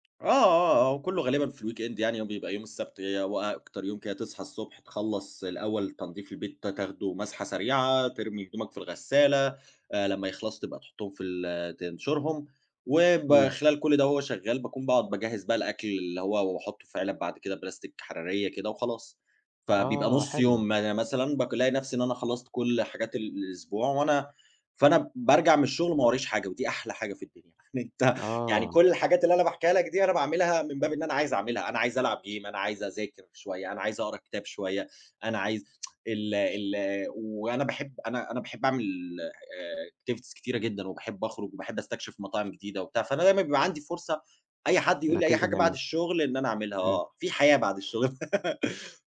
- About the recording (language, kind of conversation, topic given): Arabic, podcast, بتعمل إيه أول ما توصل البيت بعد الشغل؟
- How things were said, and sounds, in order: tapping; in English: "ال weekend"; "بالاقي" said as "بقالاقي"; laughing while speaking: "يعني أنت"; in English: "gym"; tsk; in English: "activities"; laugh